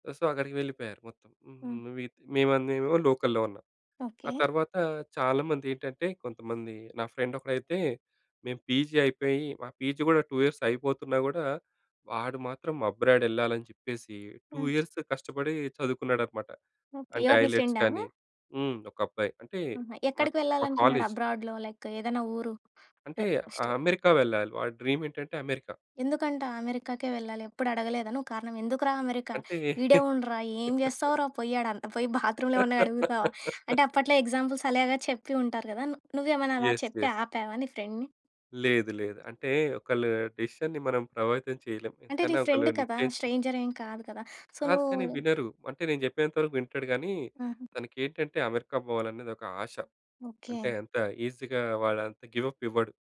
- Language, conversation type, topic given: Telugu, podcast, విదేశం వెళ్లి జీవించాలా లేక ఇక్కడే ఉండాలా అనే నిర్ణయం ఎలా తీసుకుంటారు?
- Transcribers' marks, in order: in English: "సో"; in English: "లోకల్‌లో"; in English: "ఫ్రెండ్"; in English: "పీజీ"; in English: "పీజీ"; in English: "టూ ఇయర్స్"; in English: "అబ్రాడ్"; in English: "టూ ఇయర్స్"; in English: "ఐలెట్స్"; in English: "అబ్రాడ్‌లో లైక్"; laugh; in English: "ఎగ్జాంపుల్స్"; in English: "యెస్. యెస్"; in English: "డిసిషన్‌ని"; in English: "ఫ్రెండ్"; in English: "స్ట్రేంజర్"; in English: "సో"; tapping; in English: "ఈసీగా"; in English: "గివ్ అప్"